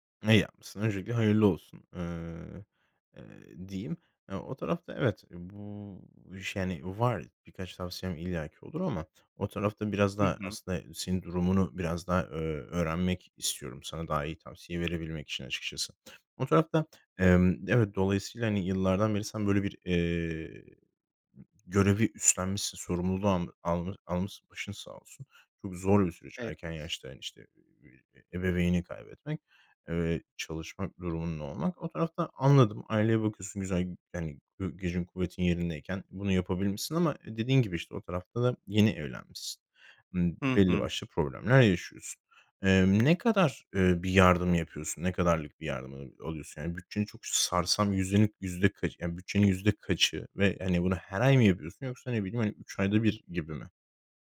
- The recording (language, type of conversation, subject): Turkish, advice, Aile içi maddi destek beklentileri yüzünden neden gerilim yaşıyorsunuz?
- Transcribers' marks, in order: other noise; tapping